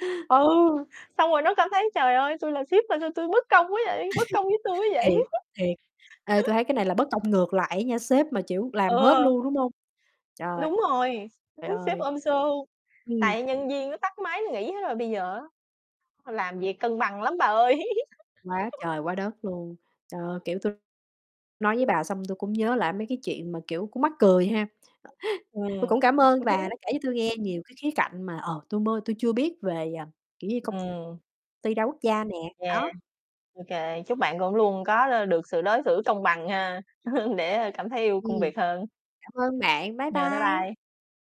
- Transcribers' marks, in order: chuckle; chuckle; tapping; chuckle; distorted speech; other background noise; chuckle; other noise; chuckle; chuckle
- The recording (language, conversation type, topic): Vietnamese, unstructured, Bạn đã bao giờ cảm thấy bị đối xử bất công ở nơi làm việc chưa?